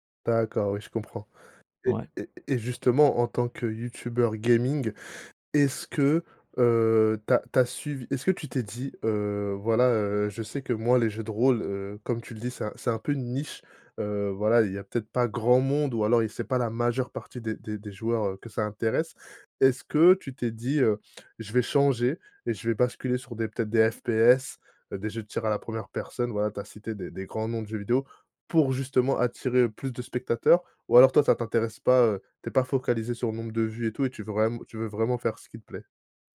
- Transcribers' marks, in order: other background noise; stressed: "gaming"
- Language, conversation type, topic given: French, podcast, Comment gères-tu les critiques quand tu montres ton travail ?